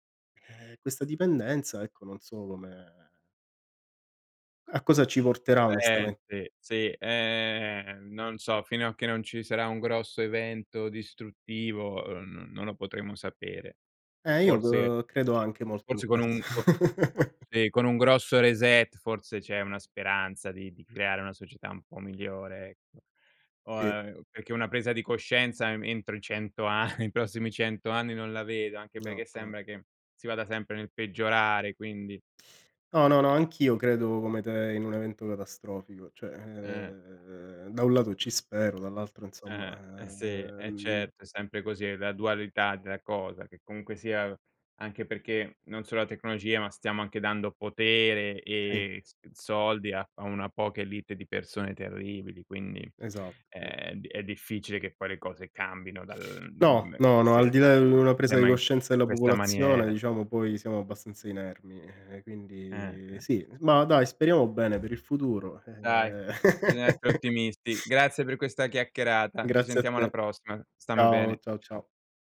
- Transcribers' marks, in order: laughing while speaking: "questo"; chuckle; laughing while speaking: "a"; other noise; tapping; laugh
- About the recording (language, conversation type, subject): Italian, unstructured, Ti preoccupa la quantità di dati personali che viene raccolta online?